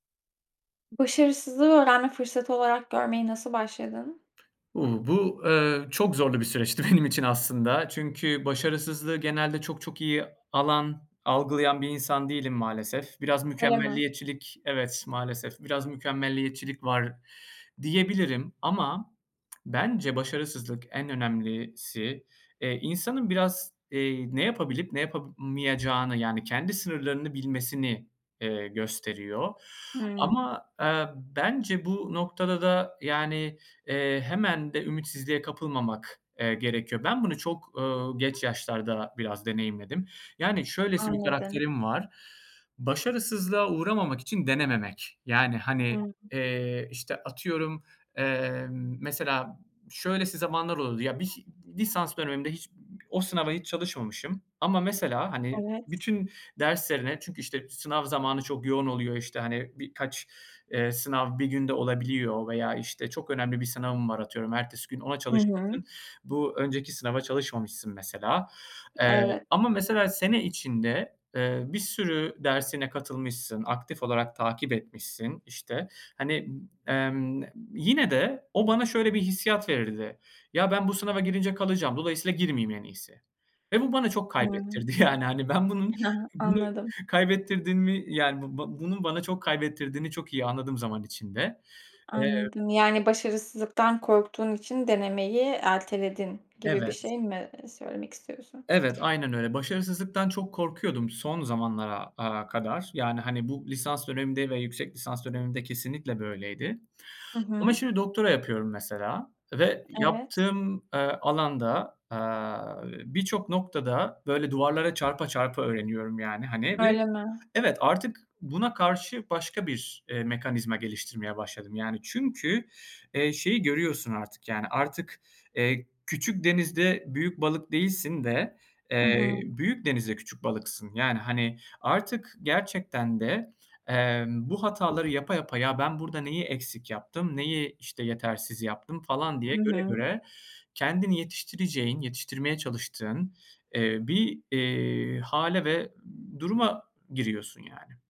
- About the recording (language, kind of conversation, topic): Turkish, podcast, Başarısızlığı öğrenme fırsatı olarak görmeye nasıl başladın?
- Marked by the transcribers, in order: other background noise; laughing while speaking: "benim"; tapping; other noise; laughing while speaking: "yani"; unintelligible speech